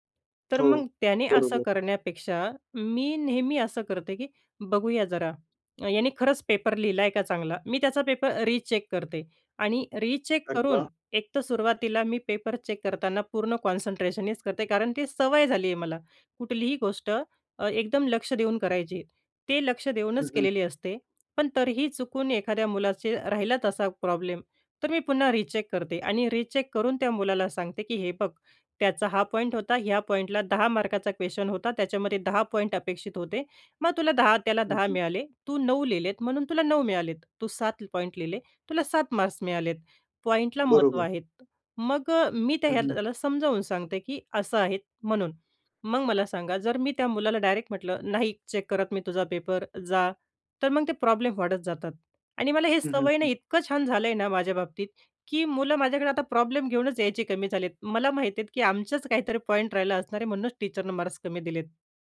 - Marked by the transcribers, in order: tapping; in English: "रिचेक"; in English: "रिचेक"; in English: "चेक"; in English: "कॉन्सन्ट्रेशनच"; in English: "रिचेक"; in English: "रिचेक"; in English: "क्वेश्चन"; in English: "टीचरनं"
- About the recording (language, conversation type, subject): Marathi, podcast, मनःस्थिती टिकवण्यासाठी तुम्ही काय करता?